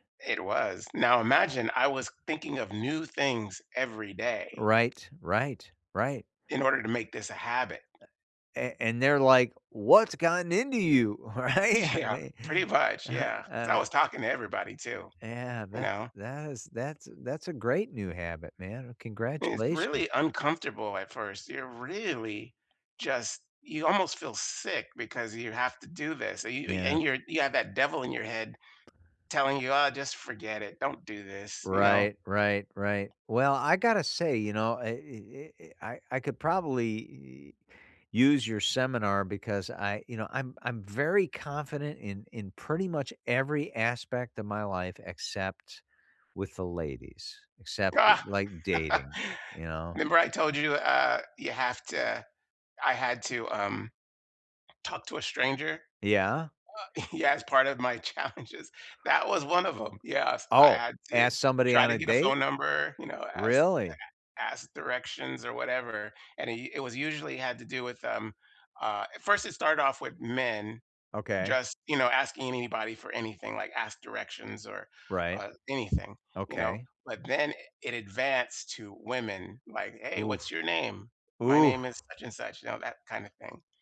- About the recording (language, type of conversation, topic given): English, unstructured, What habit could change my life for the better?
- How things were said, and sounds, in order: other background noise; background speech; laughing while speaking: "Yeah"; laughing while speaking: "Right"; tapping; laugh; laughing while speaking: "yeah"; laughing while speaking: "challenges"